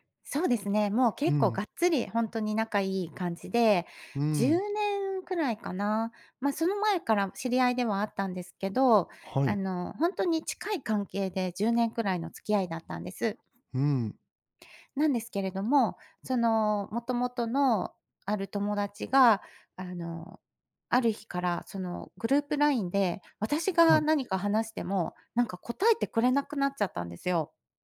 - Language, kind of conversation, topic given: Japanese, advice, 共通の友達との関係をどう保てばよいのでしょうか？
- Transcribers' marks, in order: none